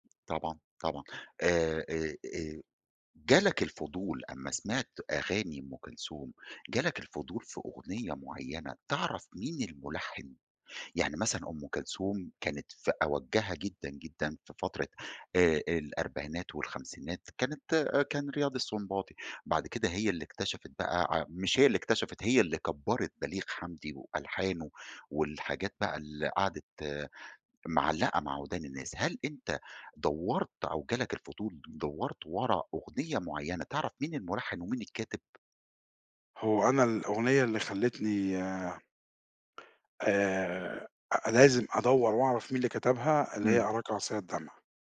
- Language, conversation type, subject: Arabic, podcast, إيه هي الأغاني اللي عمرك ما بتملّ تسمعها؟
- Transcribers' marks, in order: none